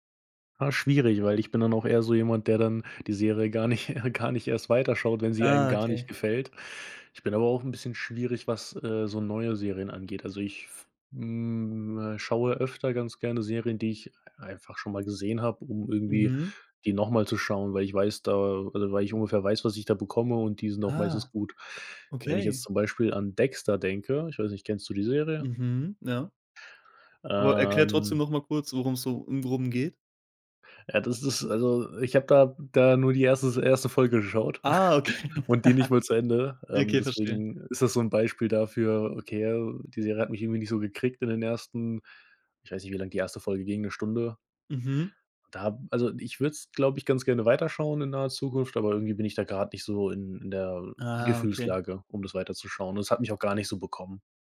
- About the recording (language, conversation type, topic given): German, podcast, Warum schauen immer mehr Menschen Serien aus anderen Ländern?
- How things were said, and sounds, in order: laughing while speaking: "gar nicht"; other background noise; drawn out: "Ähm"; chuckle; laughing while speaking: "okay"; laugh